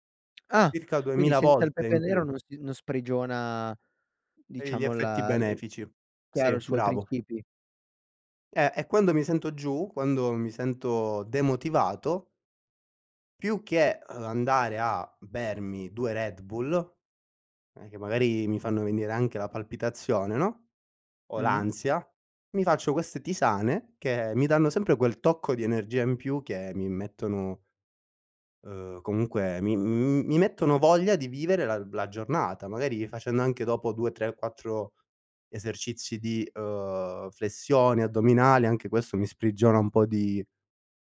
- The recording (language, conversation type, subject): Italian, podcast, Quando perdi la motivazione, cosa fai per ripartire?
- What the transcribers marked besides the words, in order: "Circa" said as "irca"